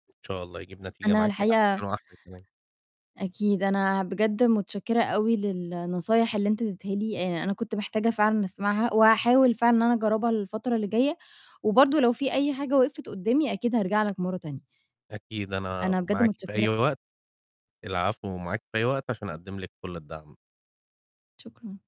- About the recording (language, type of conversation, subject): Arabic, advice, إيه اللي مصعّب عليك تقلّل استخدام الموبايل قبل النوم؟
- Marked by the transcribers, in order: none